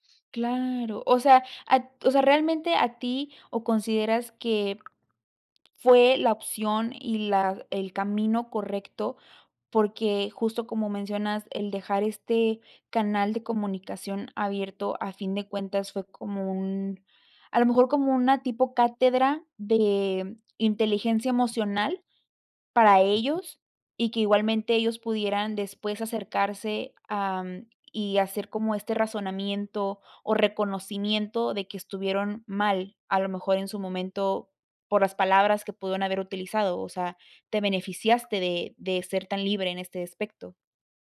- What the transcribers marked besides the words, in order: tapping
- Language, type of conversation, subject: Spanish, podcast, ¿Cómo manejas conversaciones difíciles?